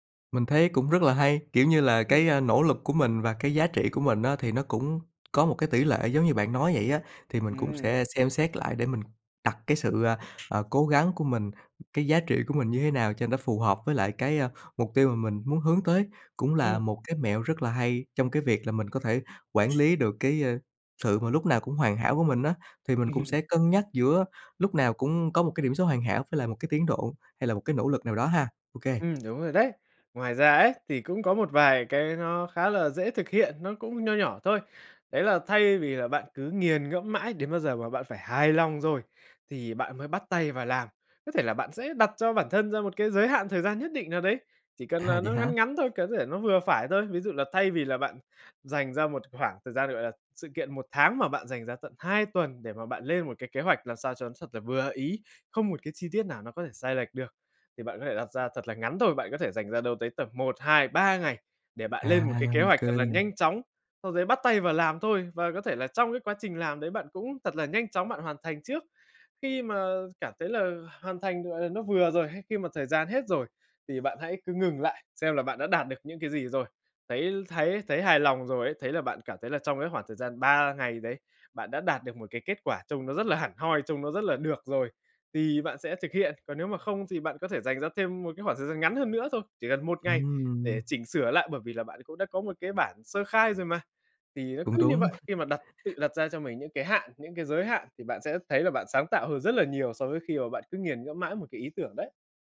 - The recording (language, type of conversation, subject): Vietnamese, advice, Chủ nghĩa hoàn hảo làm chậm tiến độ
- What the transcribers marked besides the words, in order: tapping; other background noise